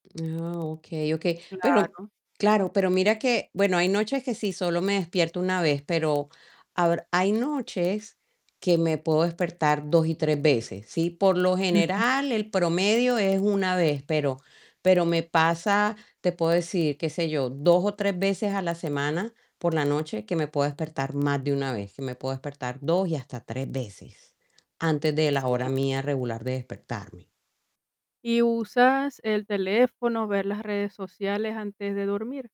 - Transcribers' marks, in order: static; other background noise; tapping
- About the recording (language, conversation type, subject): Spanish, advice, ¿Cómo puedo mejorar la duración y la calidad de mi sueño?